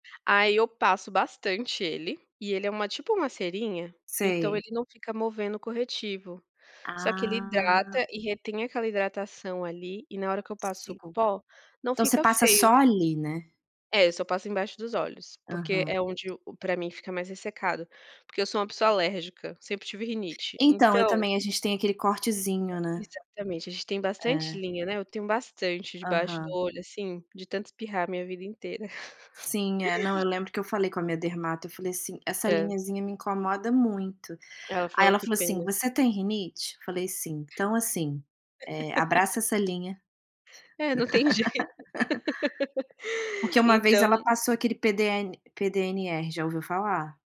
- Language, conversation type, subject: Portuguese, unstructured, De que forma você gosta de se expressar no dia a dia?
- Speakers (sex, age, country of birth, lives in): female, 30-34, Brazil, France; female, 35-39, Brazil, Italy
- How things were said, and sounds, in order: unintelligible speech; tapping; laugh; laugh; laugh